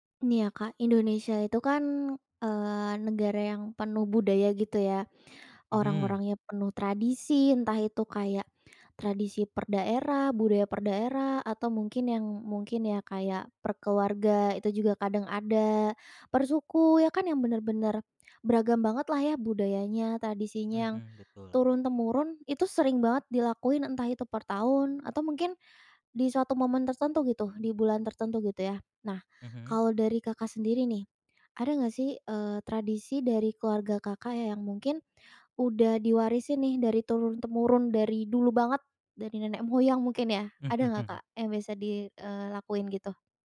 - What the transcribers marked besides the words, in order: none
- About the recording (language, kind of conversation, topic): Indonesian, podcast, Apa tradisi keluarga yang diwariskan turun-temurun di keluargamu, dan bagaimana cerita asal-usulnya?